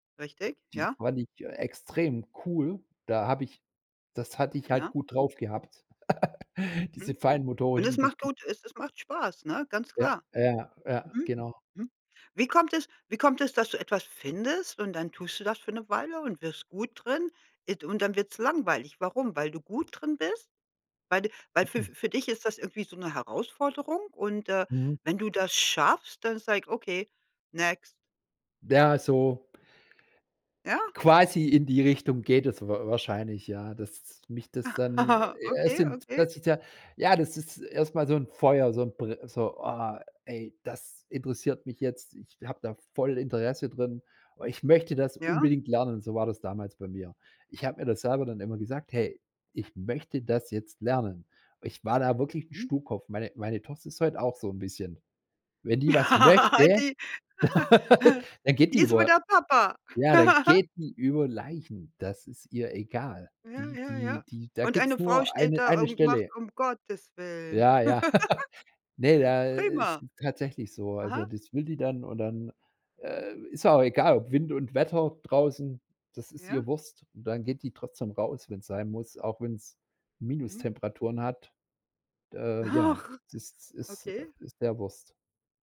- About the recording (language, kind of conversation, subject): German, podcast, Was war dein liebstes Spiel als Kind und warum?
- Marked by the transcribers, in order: laugh; in English: "next"; laugh; stressed: "voll"; anticipating: "Hey, ich möchte das jetzt lernen"; laugh; joyful: "die ist wie der Papa"; laugh; giggle; giggle; put-on voice: "Um Gottes Willen"; laugh; laughing while speaking: "Ach"